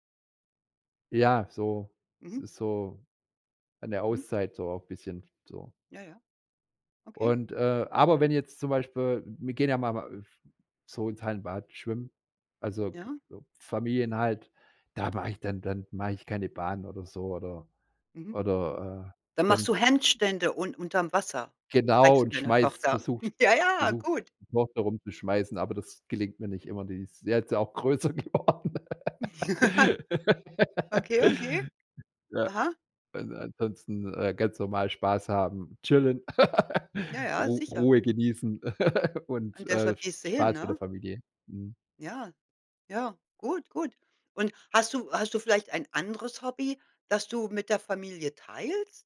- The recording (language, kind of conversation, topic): German, podcast, Wann gerätst du bei deinem Hobby so richtig in den Flow?
- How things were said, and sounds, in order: chuckle; laugh; laughing while speaking: "größer geworden"; laugh; laugh